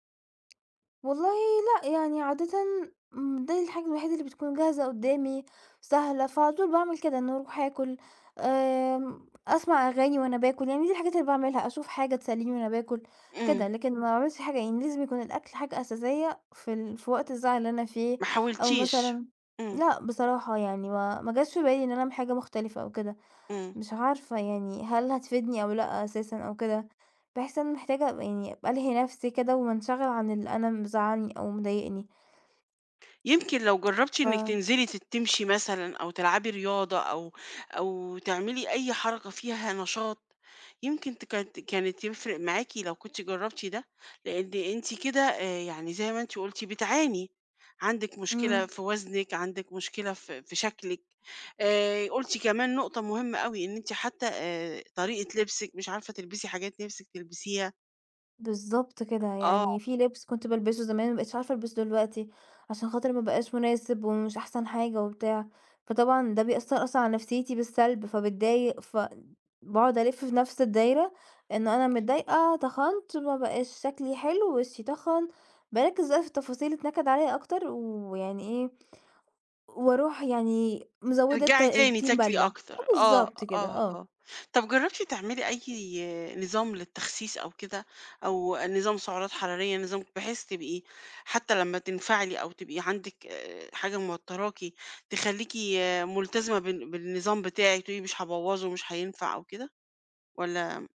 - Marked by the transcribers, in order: tapping; other noise
- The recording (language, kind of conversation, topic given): Arabic, advice, إزاي بتتعامل مع الأكل العاطفي لما بتكون متوتر أو زعلان؟